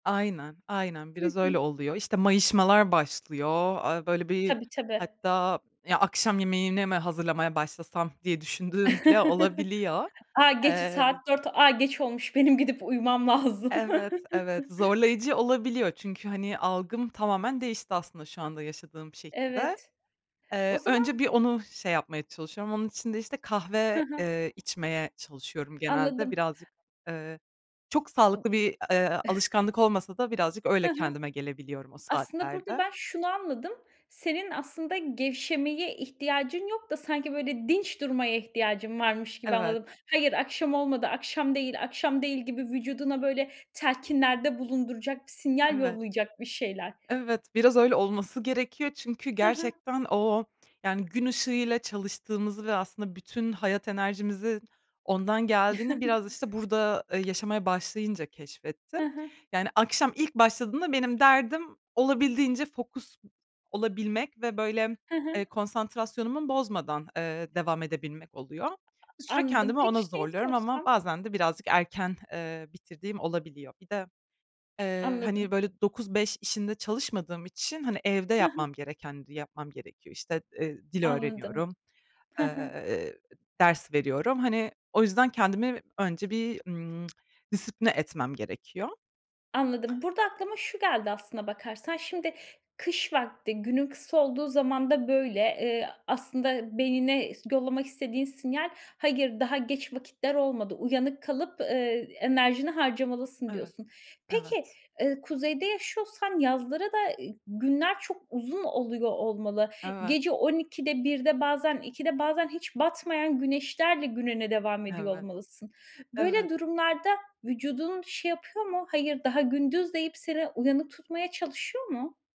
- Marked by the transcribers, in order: other background noise; chuckle; laughing while speaking: "düşündüğüm"; chuckle; tapping; chuckle; tongue click
- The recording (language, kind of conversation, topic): Turkish, podcast, Akşamları gevşemek için neler yaparsın?